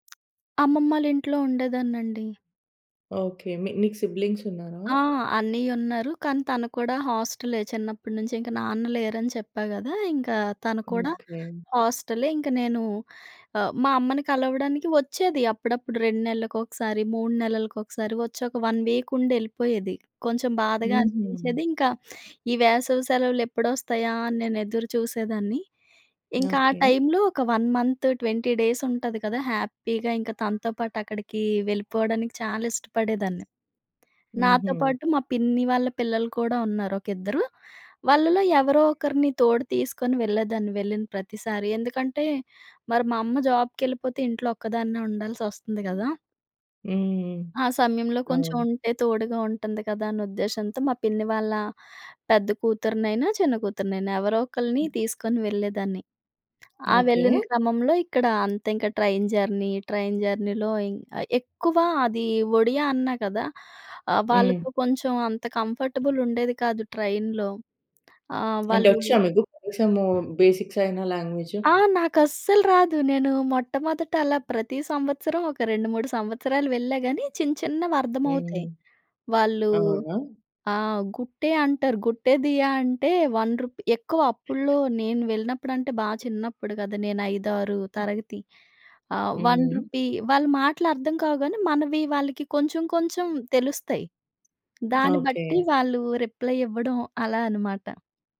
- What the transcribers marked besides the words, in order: tapping; in English: "సిబ్లింగ్స్"; in English: "వన్ వీక్"; in English: "వన్ మంత్, ట్వంటీ డేస్"; in English: "హ్యాపీగా"; in English: "జాబ్‌కి"; in English: "జర్నీ"; in English: "జర్నీలో"; in English: "కంఫర్టబుల్"; in English: "బేసిక్స్"; in English: "లాంగ్వేజ్?"; in Odia: "గుట్టేదియ"; in English: "వన్ రూపీ"; other background noise; in English: "వన్ రూపీ"; in English: "రిప్లై"
- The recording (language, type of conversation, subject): Telugu, podcast, స్థానిక జనాలతో కలిసినప్పుడు మీకు గుర్తుండిపోయిన కొన్ని సంఘటనల కథలు చెప్పగలరా?